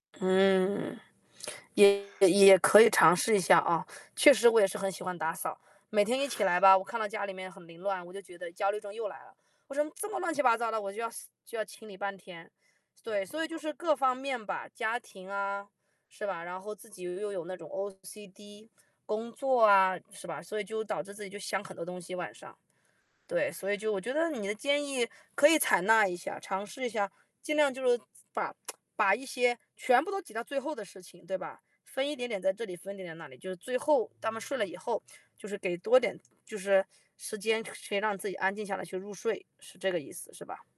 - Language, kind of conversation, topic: Chinese, advice, 你睡前思绪不断、焦虑得难以放松入睡时，通常是什么情况导致的？
- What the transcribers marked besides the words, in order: static; distorted speech; other noise; other background noise; lip smack